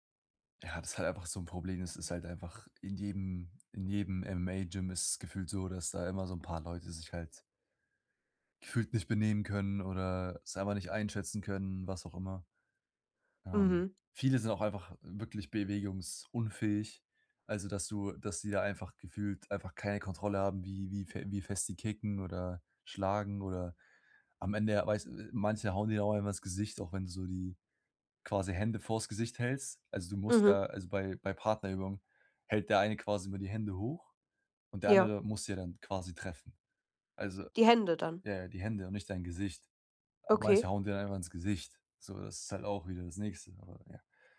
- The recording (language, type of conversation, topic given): German, advice, Wie gehst du mit einem Konflikt mit deinem Trainingspartner über Trainingsintensität oder Ziele um?
- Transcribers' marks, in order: none